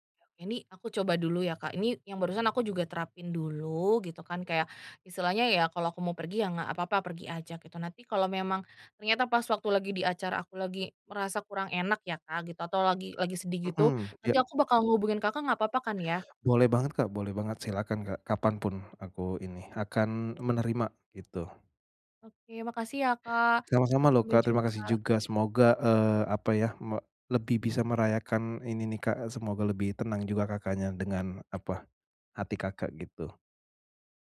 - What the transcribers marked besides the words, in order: other background noise
- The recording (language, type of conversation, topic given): Indonesian, advice, Bagaimana cara tetap menikmati perayaan saat suasana hati saya sedang rendah?